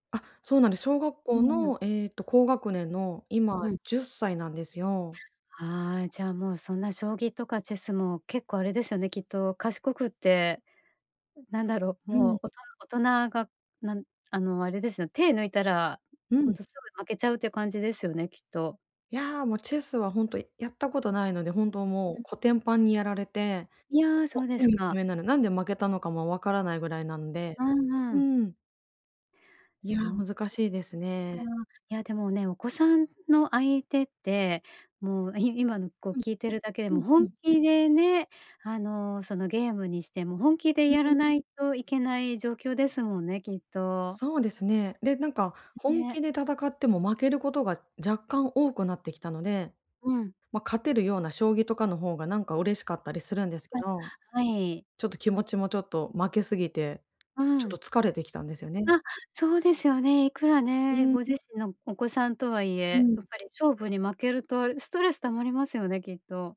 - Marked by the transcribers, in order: other background noise; other noise; tapping
- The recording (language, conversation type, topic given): Japanese, advice, どうすればエネルギーとやる気を取り戻せますか？